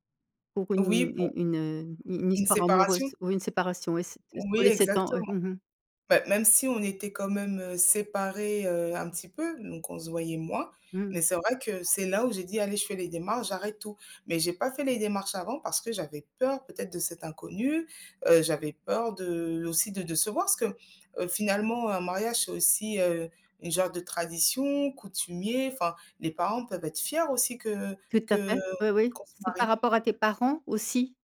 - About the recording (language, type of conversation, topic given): French, podcast, As-tu déjà transformé une erreur en opportunité ?
- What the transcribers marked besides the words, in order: stressed: "peur"; other background noise